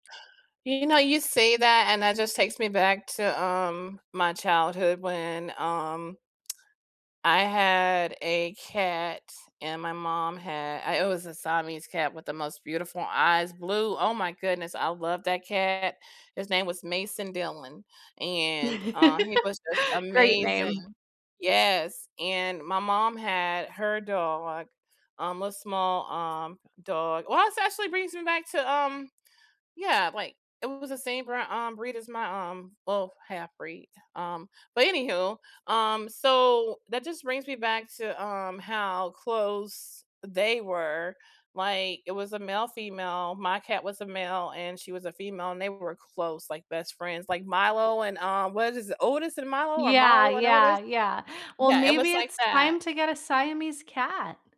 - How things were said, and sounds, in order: giggle; other background noise; tapping
- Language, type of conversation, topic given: English, unstructured, How do pets change your relationship—balancing affection, responsibilities, finances, and future plans?
- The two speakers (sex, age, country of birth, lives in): female, 35-39, United States, United States; female, 45-49, United States, United States